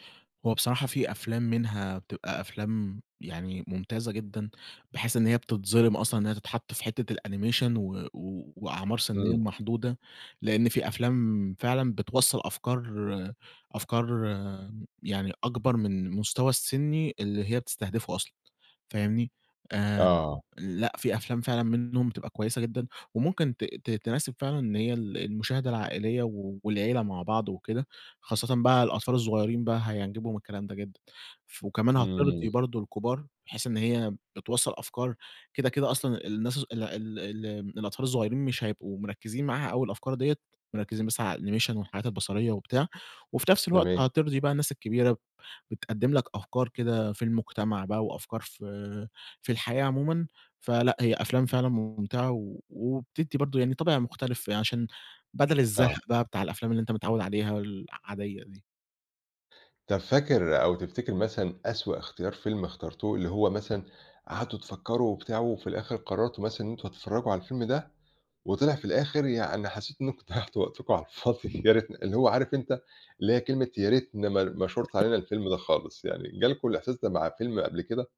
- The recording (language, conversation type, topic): Arabic, podcast, إزاي بتختاروا فيلم للعيلة لما الأذواق بتبقى مختلفة؟
- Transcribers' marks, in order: in English: "الanimation"; in English: "الanimation"; tapping; laughing while speaking: "ضيّعتوا وقتكم على الفاضي"; unintelligible speech